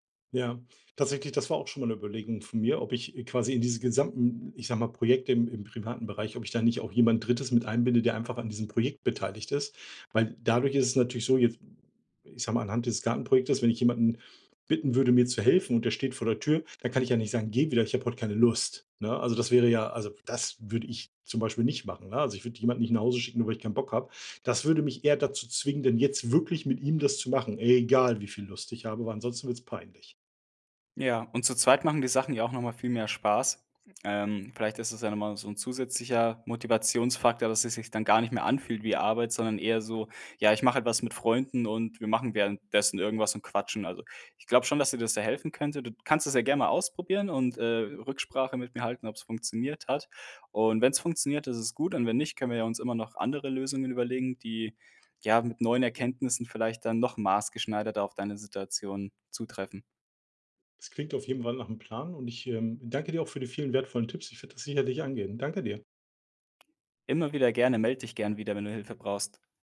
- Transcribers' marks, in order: stressed: "wirklich"; stressed: "egal"; other background noise
- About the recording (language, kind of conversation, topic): German, advice, Warum fällt es dir schwer, langfristige Ziele konsequent zu verfolgen?